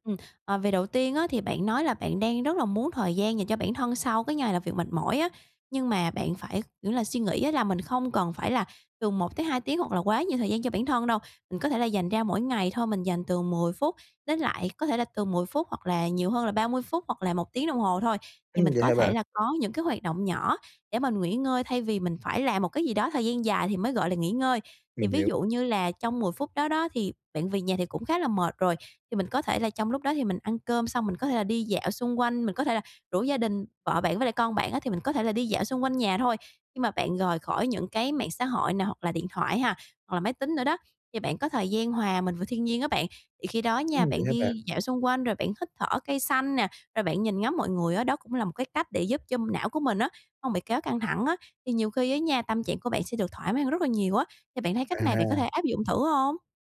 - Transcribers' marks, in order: none
- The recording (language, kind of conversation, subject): Vietnamese, advice, Làm sao để dành thời gian nghỉ ngơi cho bản thân mỗi ngày?
- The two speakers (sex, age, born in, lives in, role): female, 25-29, Vietnam, Vietnam, advisor; male, 20-24, Vietnam, Vietnam, user